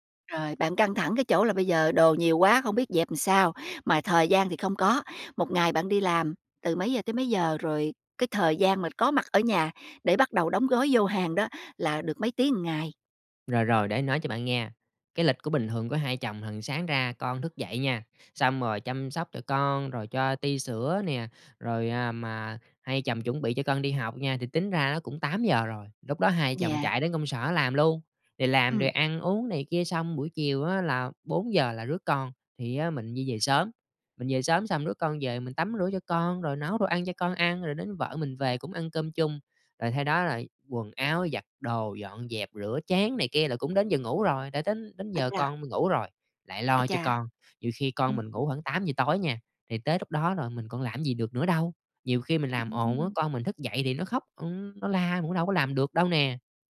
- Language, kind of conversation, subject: Vietnamese, advice, Làm sao để giảm căng thẳng khi sắp chuyển nhà mà không biết bắt đầu từ đâu?
- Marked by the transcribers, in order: "một" said as "ưn"; tapping